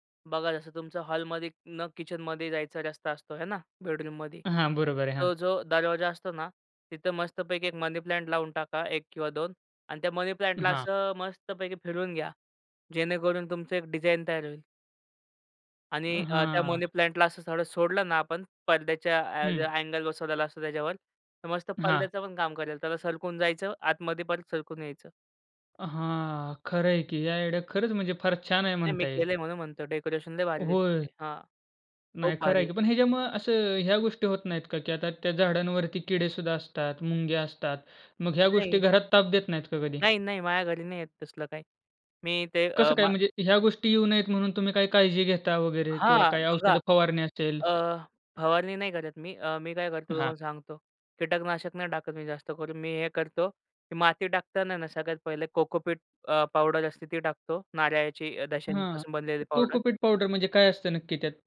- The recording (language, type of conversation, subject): Marathi, podcast, घरात साध्या उपायांनी निसर्गाविषयीची आवड कशी वाढवता येईल?
- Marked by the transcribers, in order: in English: "मनी प्लांट"; in English: "मनी प्लांटला"; in English: "मनी प्लांटला"; in English: "आयडिया"; in English: "कोकोपीट"; in English: "कोकोपीट पावडर"